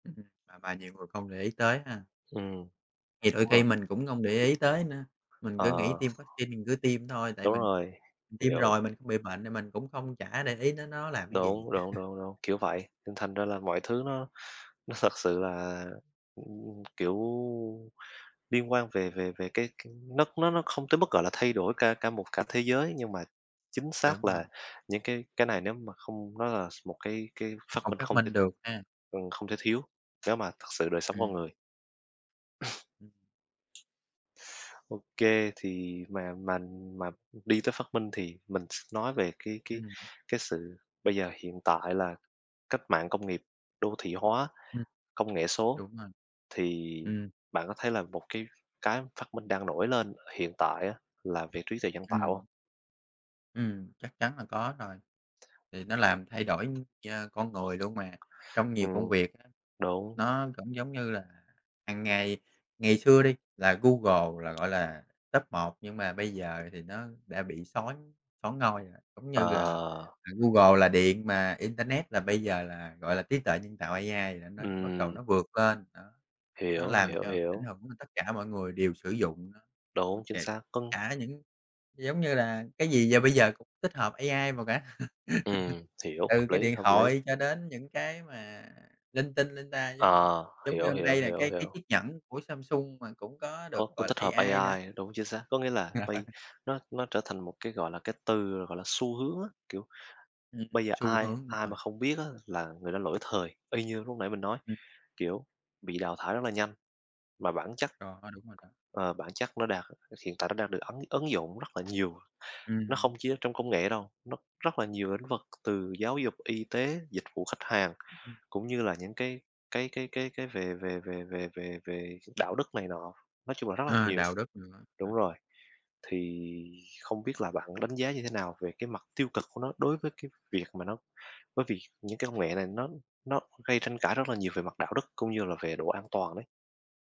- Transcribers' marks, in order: tapping; other background noise; chuckle; chuckle; chuckle; chuckle
- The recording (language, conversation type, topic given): Vietnamese, unstructured, Bạn nghĩ phát minh khoa học nào đã thay đổi thế giới?